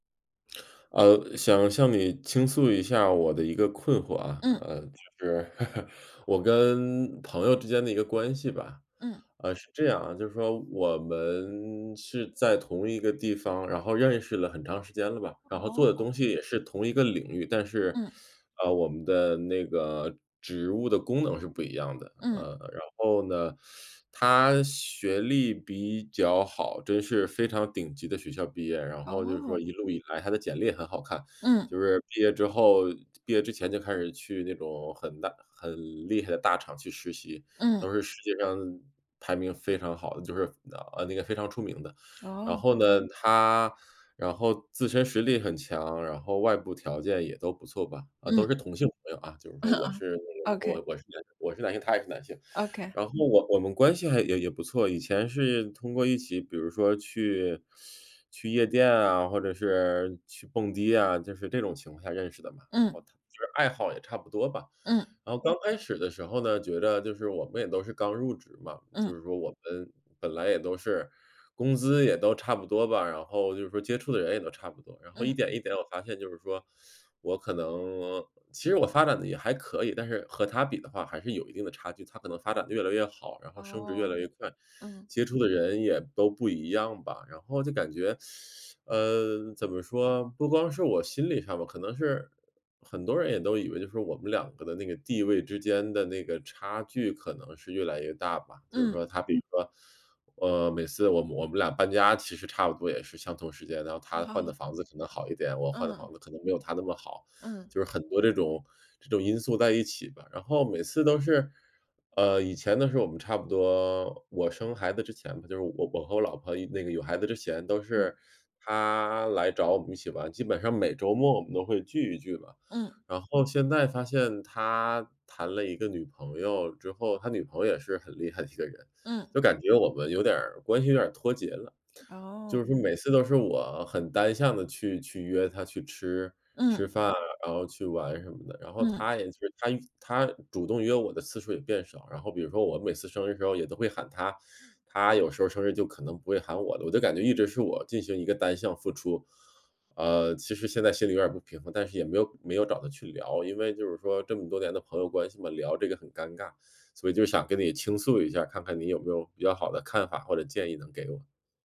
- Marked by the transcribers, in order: chuckle; teeth sucking; chuckle; teeth sucking; teeth sucking; teeth sucking
- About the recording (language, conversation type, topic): Chinese, advice, 在和朋友的关系里总是我单方面付出，我该怎么办？